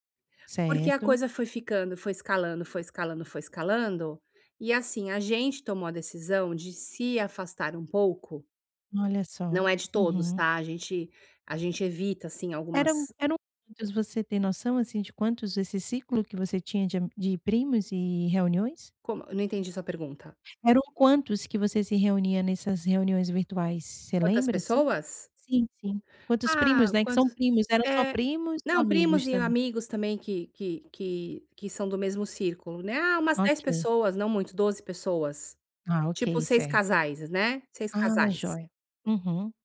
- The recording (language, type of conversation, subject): Portuguese, advice, Como posso lidar com críticas constantes de familiares sem me magoar?
- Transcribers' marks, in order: other background noise